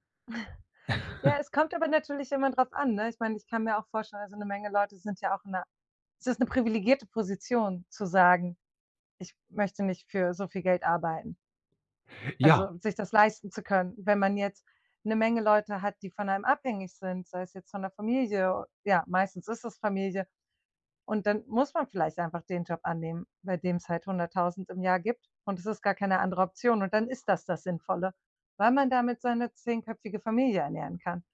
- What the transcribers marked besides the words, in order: chuckle
- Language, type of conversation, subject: German, podcast, Was bedeutet sinnvolles Arbeiten für dich?